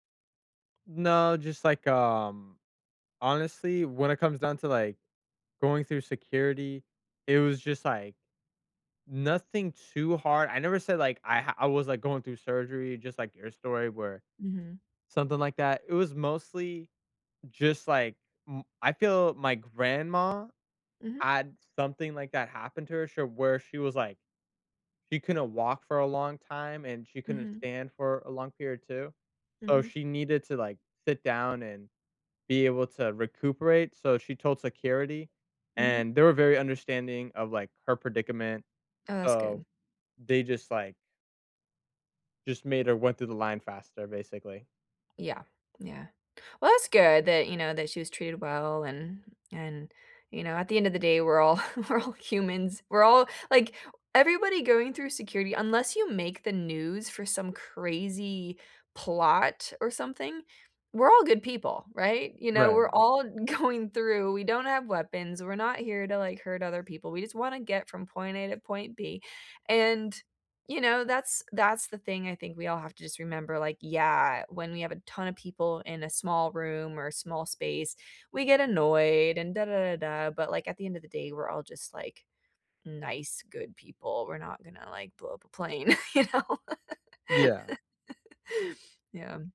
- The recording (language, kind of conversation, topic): English, unstructured, What frustrates you most about airport security lines?
- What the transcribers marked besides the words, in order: tapping; laughing while speaking: "all we're all humans"; other background noise; laughing while speaking: "going"; other noise; laughing while speaking: "you know?"; laugh